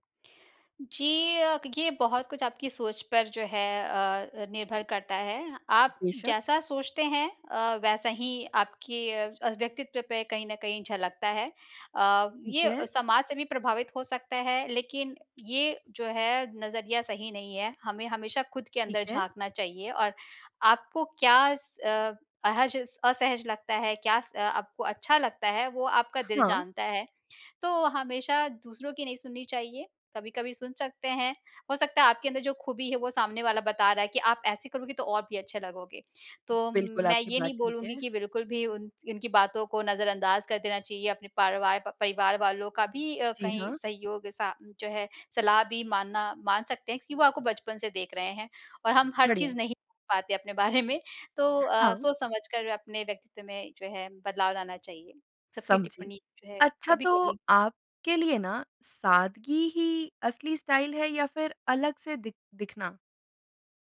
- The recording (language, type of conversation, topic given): Hindi, podcast, आपके लिए ‘असली’ शैली का क्या अर्थ है?
- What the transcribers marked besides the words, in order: unintelligible speech; in English: "स्टाइल"